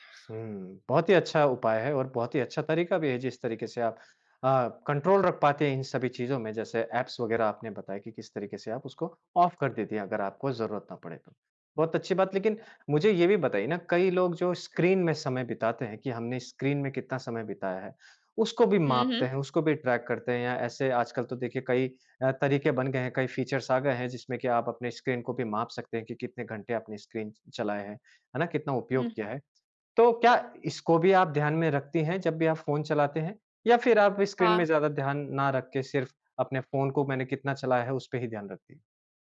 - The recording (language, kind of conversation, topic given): Hindi, podcast, आप मोबाइल फ़ोन और स्क्रीन पर बिताए जाने वाले समय को कैसे नियंत्रित करते हैं?
- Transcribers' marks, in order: in English: "कंट्रोल"; in English: "ऑफ़"; in English: "ट्रैक"; in English: "फ़ीचर्स"